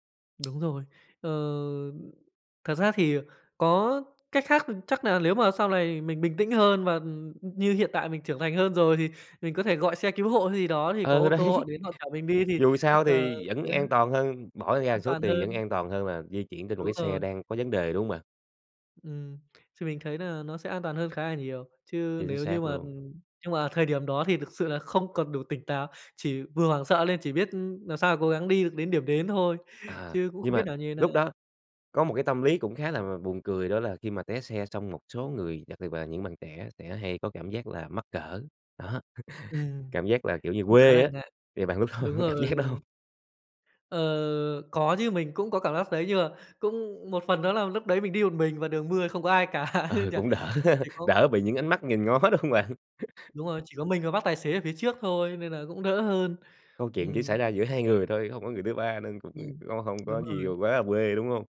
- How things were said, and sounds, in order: tapping; "này" said as "lày"; other noise; laughing while speaking: "đấy"; other background noise; chuckle; laughing while speaking: "lúc đó"; unintelligible speech; laughing while speaking: "đỡ ha"; laugh; unintelligible speech; laughing while speaking: "đúng hông bạn?"; chuckle
- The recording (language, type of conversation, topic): Vietnamese, podcast, Bạn có thể kể về một tai nạn nhỏ mà từ đó bạn rút ra được một bài học lớn không?